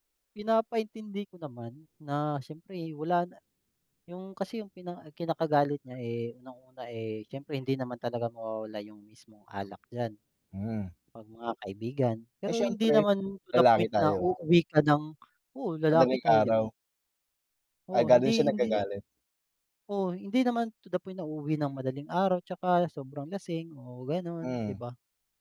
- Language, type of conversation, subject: Filipino, unstructured, Ano ang nararamdaman mo kapag iniwan ka ng taong mahal mo?
- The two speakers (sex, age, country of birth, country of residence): male, 20-24, Philippines, Philippines; male, 30-34, Philippines, Philippines
- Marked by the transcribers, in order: other background noise